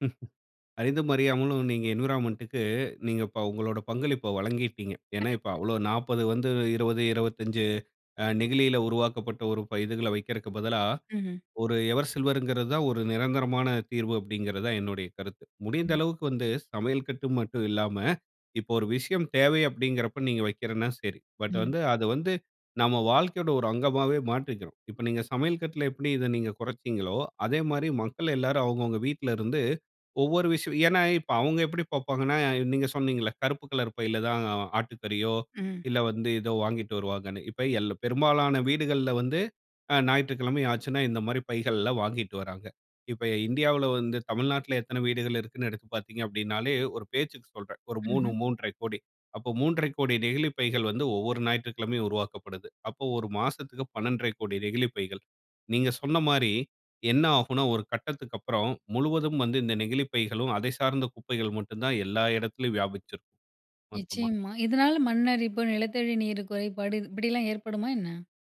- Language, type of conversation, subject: Tamil, podcast, பிளாஸ்டிக் பயன்படுத்துவதை குறைக்க தினமும் செய்யக்கூடிய எளிய மாற்றங்கள் என்னென்ன?
- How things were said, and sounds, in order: chuckle; in English: "என்விரான்மென்ட்‌டுக்கு"; other background noise